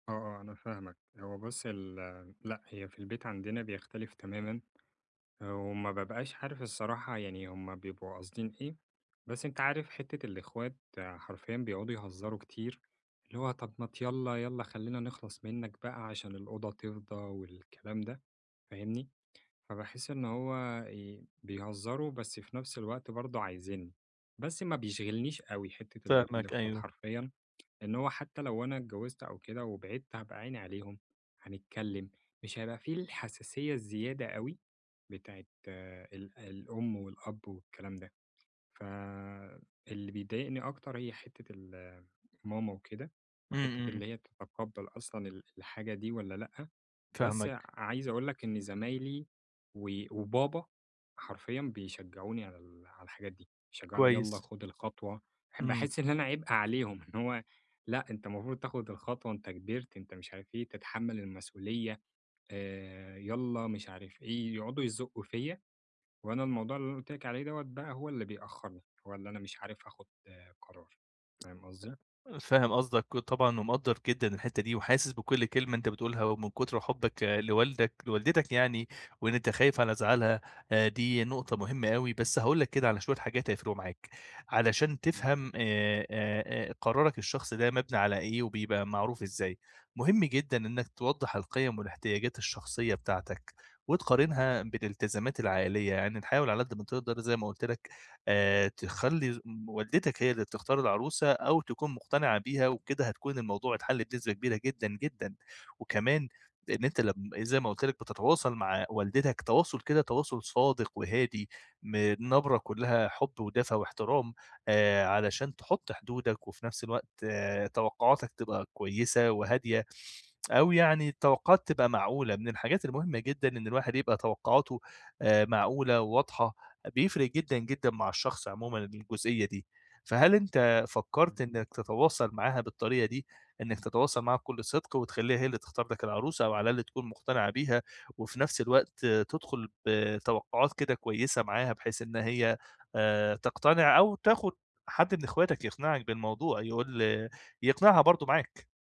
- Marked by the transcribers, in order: tapping; laughing while speaking: "باحس إن أنا"; unintelligible speech; tsk
- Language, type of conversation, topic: Arabic, advice, إزاي آخد قرار شخصي مهم رغم إني حاسس إني ملزوم قدام عيلتي؟